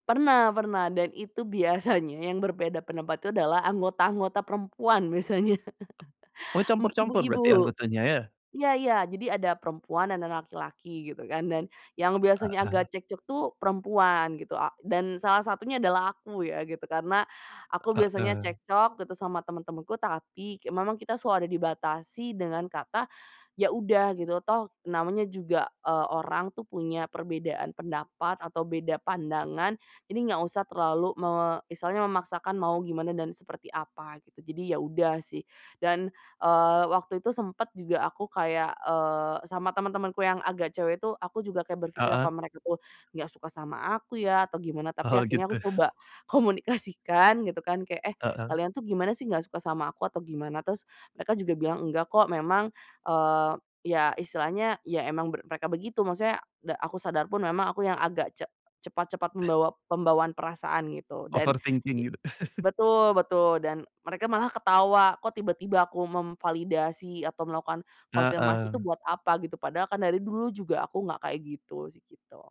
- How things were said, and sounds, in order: laughing while speaking: "biasanya"; laughing while speaking: "biasanya"; tapping; chuckle; laughing while speaking: "Oh, gitu"; laughing while speaking: "komunikasikan"; other background noise; in English: "Overthinking"; chuckle
- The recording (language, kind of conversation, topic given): Indonesian, podcast, Apa pengalaman paling seru saat kamu ngumpul bareng teman-teman waktu masih sekolah?